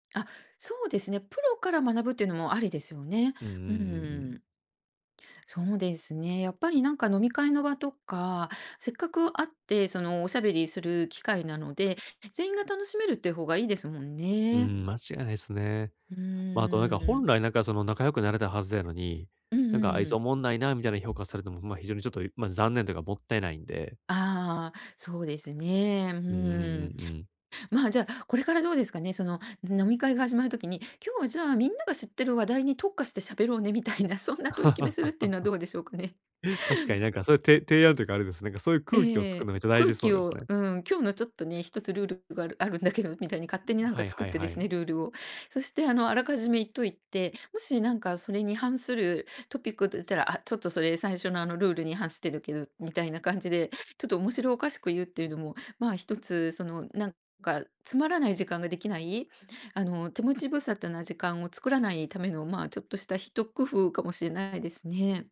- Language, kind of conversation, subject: Japanese, advice, 友達の会話にうまく入れないとき、どうすれば自然に会話に加われますか？
- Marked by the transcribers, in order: other background noise; laughing while speaking: "みたいな、そんな取り決 … うでしょうかね"; laugh